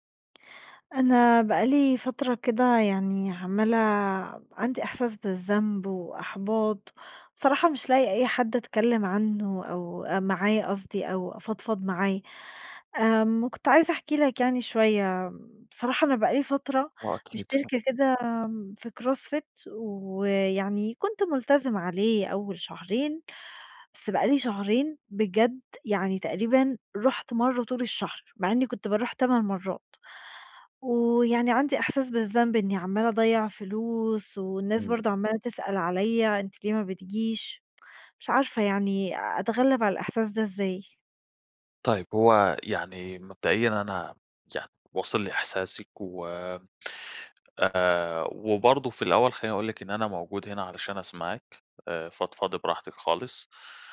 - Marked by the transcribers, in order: other background noise; in English: "CrossFit"
- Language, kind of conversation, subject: Arabic, advice, إزاي أتعامل مع إحساس الذنب بعد ما فوّت تدريبات كتير؟